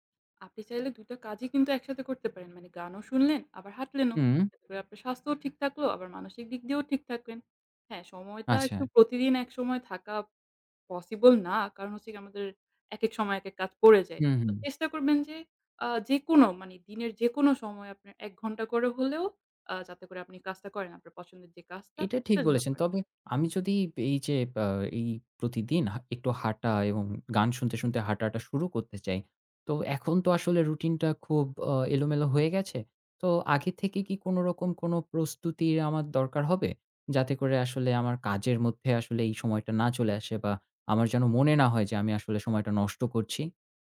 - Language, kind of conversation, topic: Bengali, advice, স্বাস্থ্যকর রুটিন শুরু করার জন্য আমার অনুপ্রেরণা কেন কম?
- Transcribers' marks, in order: tapping